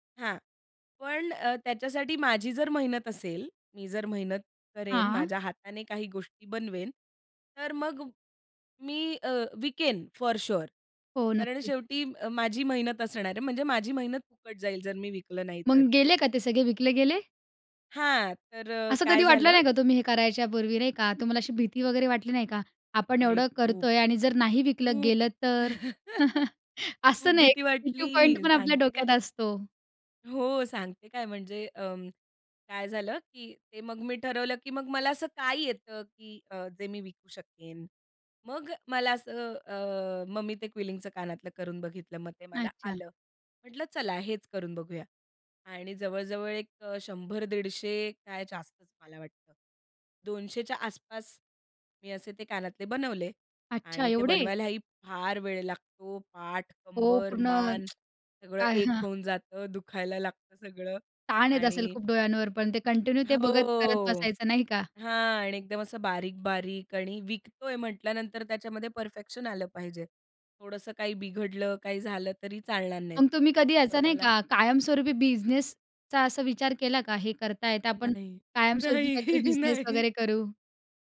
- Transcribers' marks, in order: in English: "फॉर शुअर"; laugh; in English: "क्विलिंगचं"; surprised: "एवढे?"; lip smack; in English: "कंटिन्यू"; other background noise; in English: "परफेक्शन"; laughing while speaking: "नाही, नाही"
- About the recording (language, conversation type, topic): Marathi, podcast, संकल्पनेपासून काम पूर्ण होईपर्यंत तुमचा प्रवास कसा असतो?